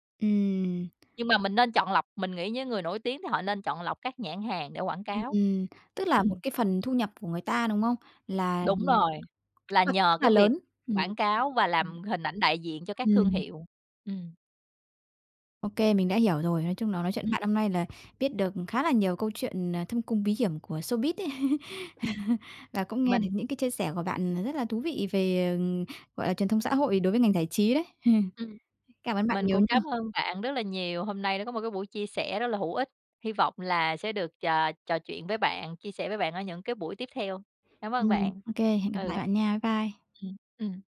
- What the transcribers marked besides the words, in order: tapping; unintelligible speech; other background noise; in English: "showbiz"; laugh; chuckle
- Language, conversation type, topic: Vietnamese, podcast, Bạn nghĩ mạng xã hội đã thay đổi ngành giải trí như thế nào?